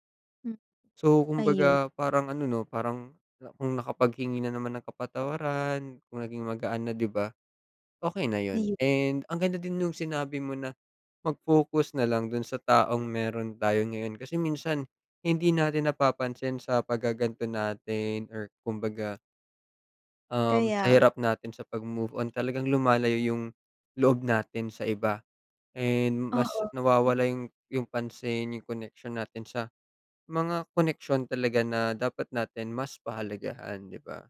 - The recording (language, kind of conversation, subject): Filipino, unstructured, Paano mo tinutulungan ang iyong sarili na makapagpatuloy sa kabila ng sakit?
- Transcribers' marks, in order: tapping